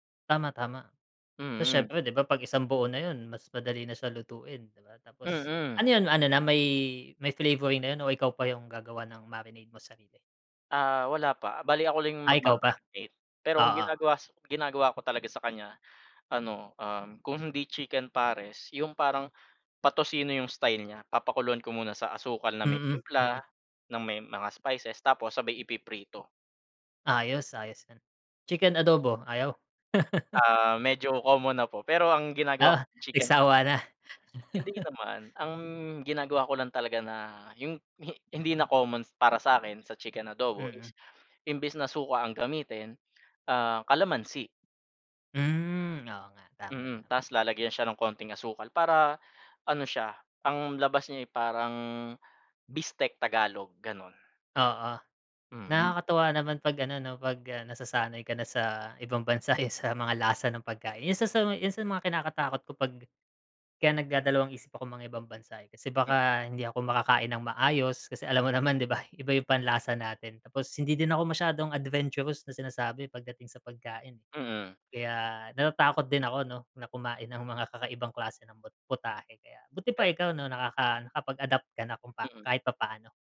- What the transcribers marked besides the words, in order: chuckle; chuckle; in English: "adventurous"
- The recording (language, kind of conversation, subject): Filipino, unstructured, Ano ang papel ng pagkain sa ating kultura at pagkakakilanlan?